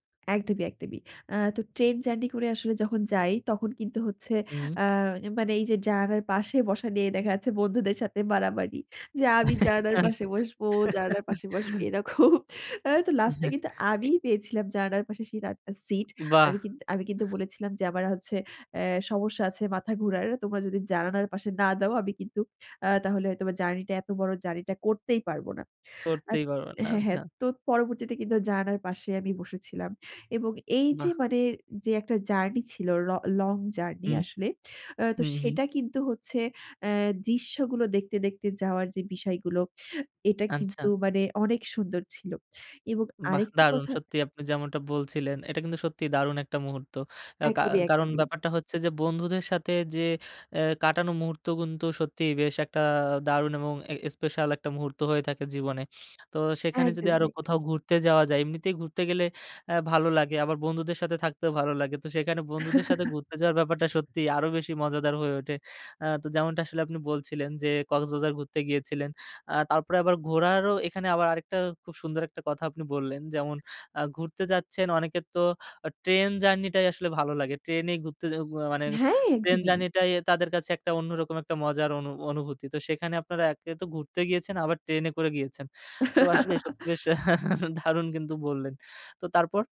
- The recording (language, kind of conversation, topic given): Bengali, podcast, বন্ধুদের সঙ্গে আপনার কোনো স্মরণীয় ভ্রমণের গল্প কী?
- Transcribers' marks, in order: laugh; other background noise; laughing while speaking: "খুব আ তো"; "আচ্ছা" said as "আনচ্ছা"; "আচ্ছা" said as "আনচ্ছা"; tapping; chuckle; chuckle